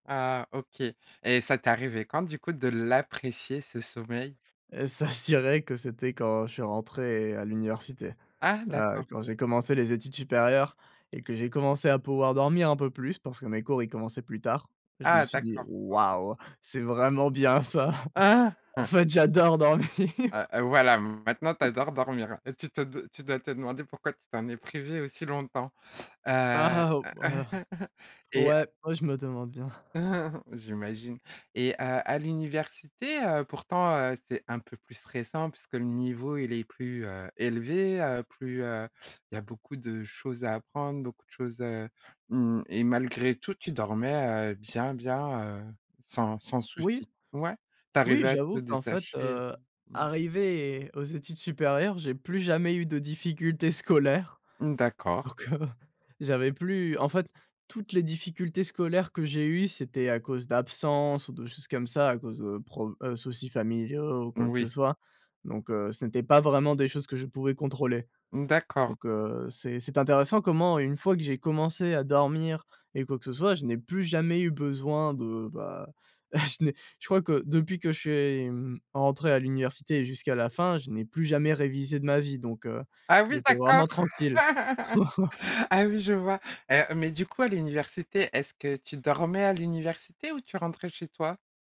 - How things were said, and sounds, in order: chuckle; laugh; chuckle; chuckle; chuckle; laughing while speaking: "je n'ai"; laugh
- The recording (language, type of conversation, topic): French, podcast, Comment le sommeil influence-t-il ton niveau de stress ?